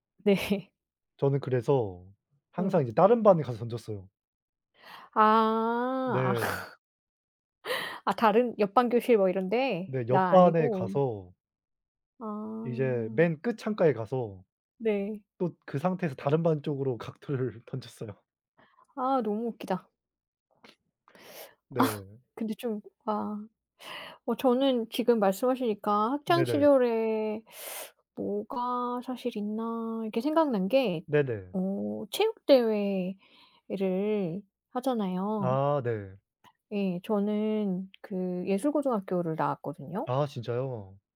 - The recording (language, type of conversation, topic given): Korean, unstructured, 학교에서 가장 행복했던 기억은 무엇인가요?
- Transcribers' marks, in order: laughing while speaking: "네"; other background noise; laugh; laughing while speaking: "각도를 던졌어요"; swallow; sniff; teeth sucking; tapping